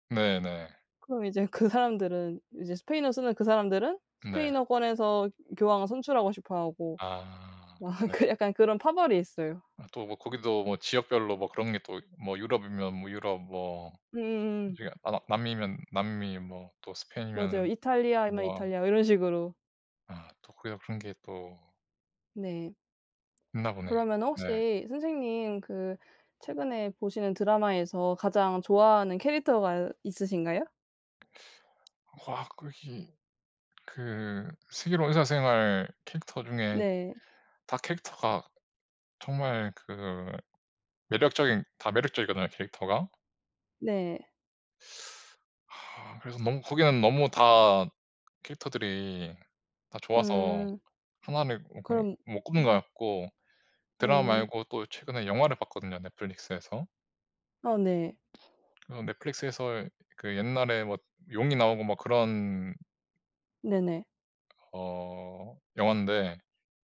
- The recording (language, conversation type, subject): Korean, unstructured, 최근에 본 영화나 드라마 중 추천하고 싶은 작품이 있나요?
- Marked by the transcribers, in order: laughing while speaking: "막 그"; other background noise; teeth sucking; tapping; teeth sucking; sigh